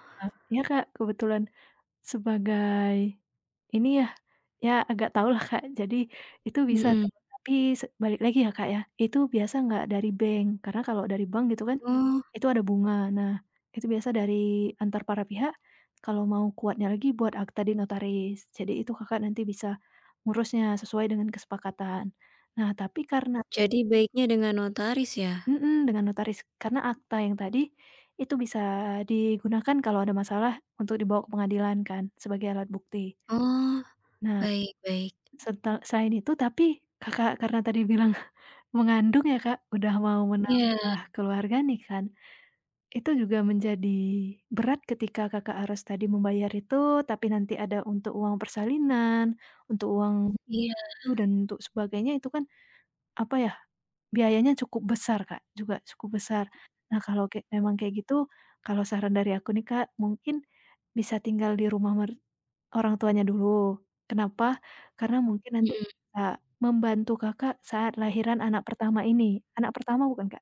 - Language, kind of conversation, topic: Indonesian, advice, Haruskah saya membeli rumah pertama atau terus menyewa?
- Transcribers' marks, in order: tapping; laughing while speaking: "Kakak, karena tadi bilang mengandung ya Kak"